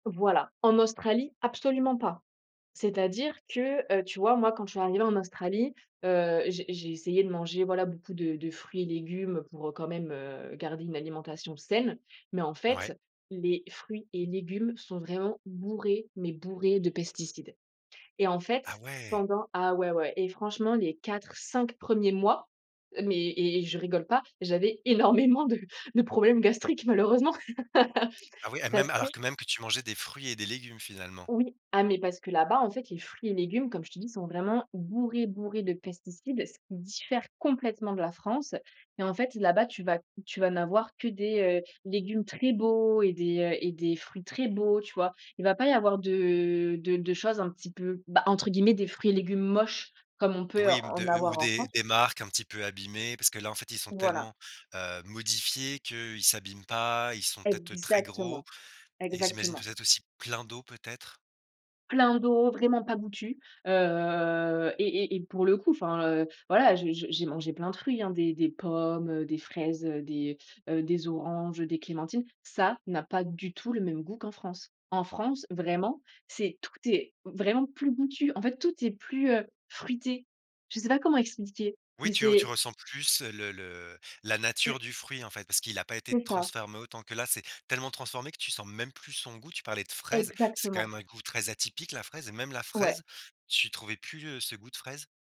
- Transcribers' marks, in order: stressed: "saine"; laughing while speaking: "énormément de de problèmes gastriques malheureusement"; laugh; drawn out: "heu"
- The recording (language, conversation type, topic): French, podcast, Comment la nourriture influence-t-elle ton identité culturelle ?